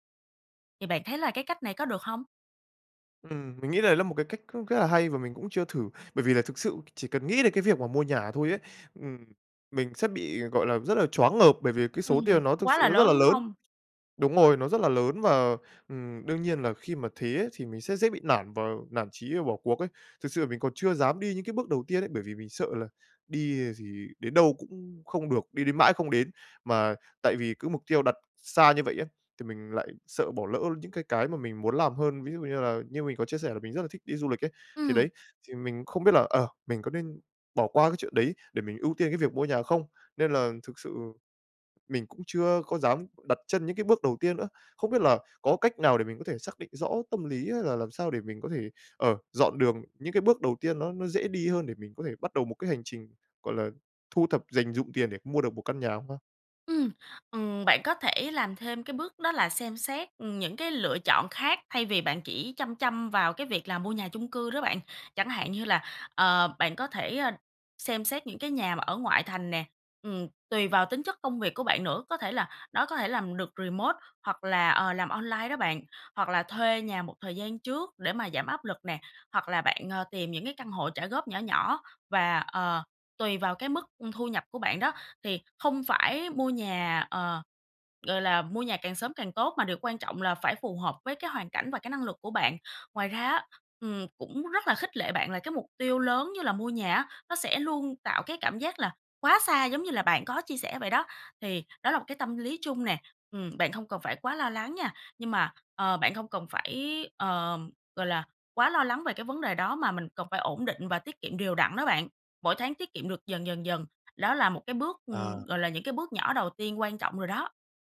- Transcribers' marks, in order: tapping; in English: "remote"
- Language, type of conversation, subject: Vietnamese, advice, Làm sao để dành tiền cho mục tiêu lớn như mua nhà?